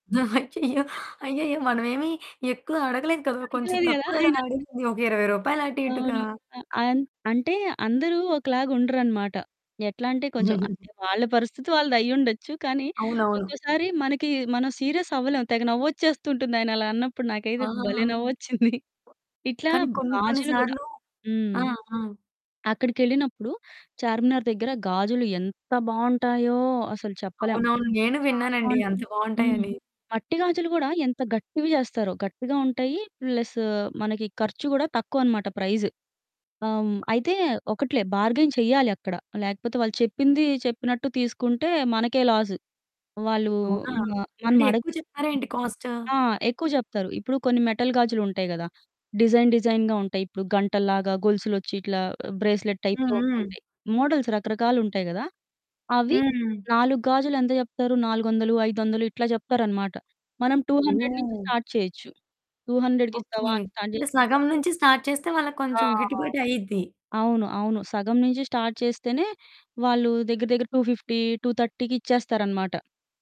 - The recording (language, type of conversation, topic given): Telugu, podcast, స్థానిక బజార్‌లో ధర తగ్గించేందుకు మాట్లాడిన అనుభవం మీకు ఎలా ఉంది?
- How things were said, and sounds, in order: giggle; other background noise; static; giggle; in English: "సీరియస్"; chuckle; stressed: "ఎంత బావుంటాయో"; in English: "ప్లస్"; in English: "ప్రైస్"; in English: "బార్గెయిన్"; in English: "లాస్"; in English: "మెటల్"; in English: "డిజైన్ డిజైన్‌గా"; in English: "కాస్ట్?"; in English: "బ్రేస్లెట్ టైప్‌లో"; in English: "మోడల్స్"; in English: "టూ హండ్రెడ్"; in English: "స్టార్ట్"; in English: "టూ హండ్రెడ్‌కి"; in English: "స్టార్ట్"; distorted speech; in English: "స్టార్ట్"; in English: "స్టార్ట్"; in English: "టూ ఫిఫ్టీ టూ థర్టీకి"